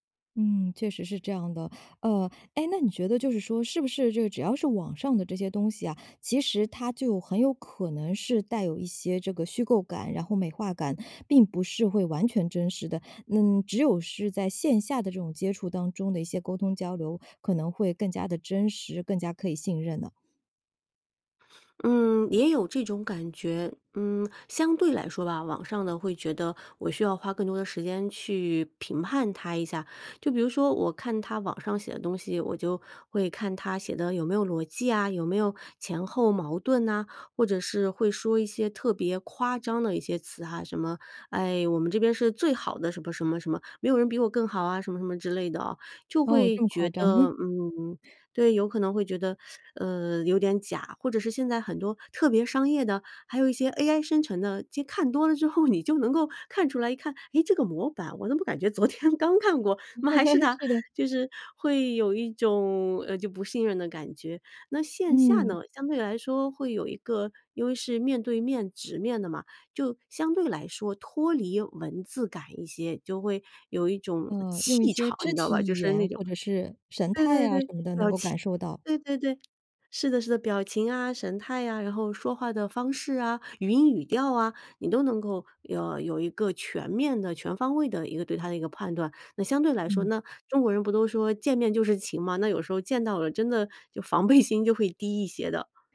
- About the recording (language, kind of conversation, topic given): Chinese, podcast, 在网上如何用文字让人感觉真实可信？
- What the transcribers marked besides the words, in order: chuckle; laughing while speaking: "昨天刚看过？"; laugh; laughing while speaking: "防备心"